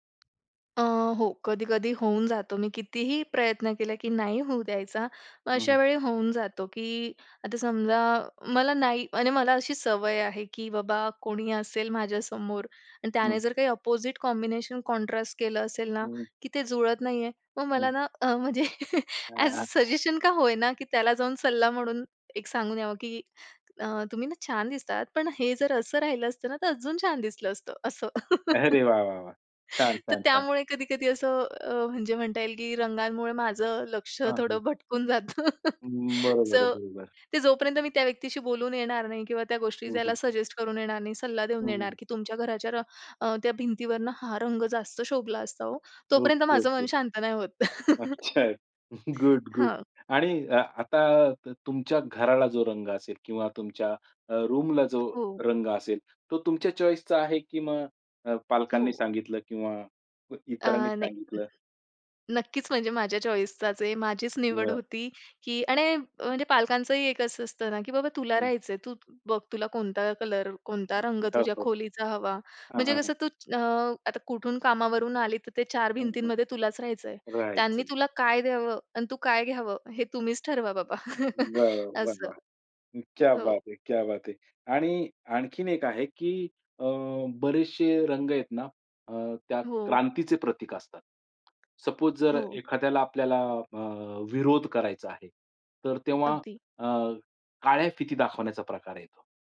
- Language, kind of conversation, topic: Marathi, podcast, तुम्ही रंग कसे निवडता आणि ते तुमच्याबद्दल काय सांगतात?
- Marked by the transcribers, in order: tapping; in English: "अपोजिट कॉम्बिनेशन कॉन्ट्रास्ट"; laughing while speaking: "म्हणजे अ‍ॅज अ सजेशन का होय ना"; in English: "अ‍ॅज अ सजेशन"; unintelligible speech; chuckle; laughing while speaking: "भटकून जातं"; in English: "सो"; other noise; chuckle; laughing while speaking: "गुड, गुड"; chuckle; in English: "रूम"; in English: "चॉईस"; in English: "चॉईस"; chuckle; in English: "सपोज"